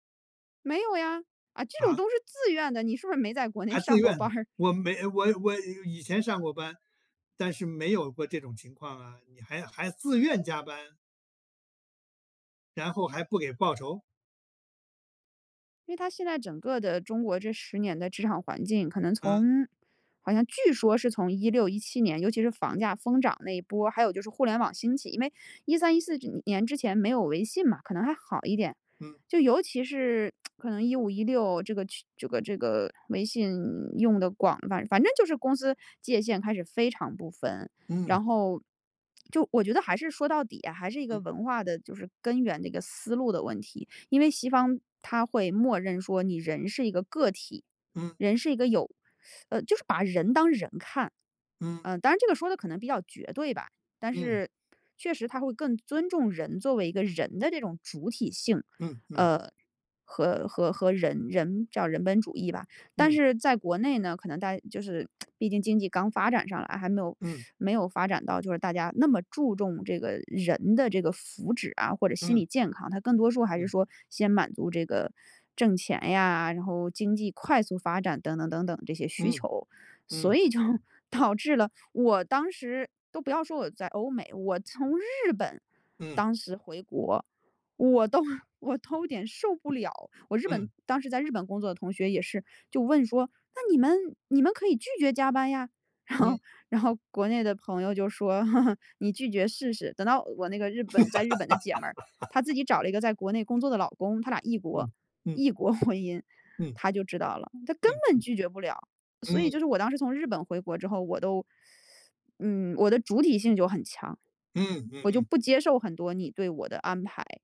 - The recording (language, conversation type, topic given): Chinese, podcast, 混合文化背景对你意味着什么？
- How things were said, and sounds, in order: laughing while speaking: "班儿"; lip smack; lip smack; teeth sucking; laughing while speaking: "我都 我都"; chuckle; laugh